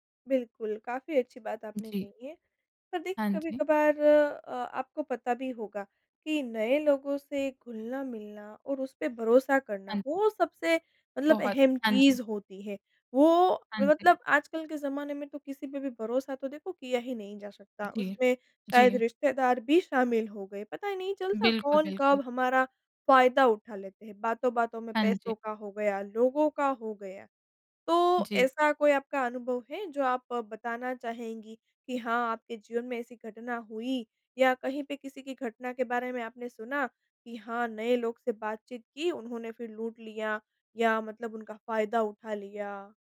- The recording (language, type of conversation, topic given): Hindi, podcast, नए लोगों से बातचीत शुरू करने का आपका तरीका क्या है?
- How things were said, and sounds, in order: tapping